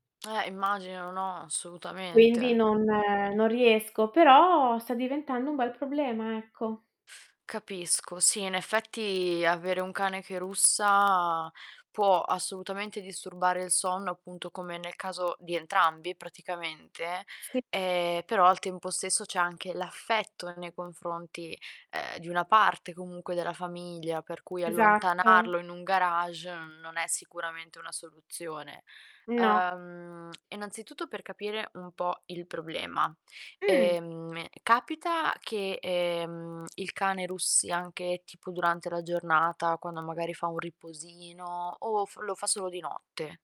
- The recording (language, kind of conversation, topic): Italian, advice, Come gestite i conflitti di coppia dovuti al russare o ad orari di sonno diversi?
- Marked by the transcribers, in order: distorted speech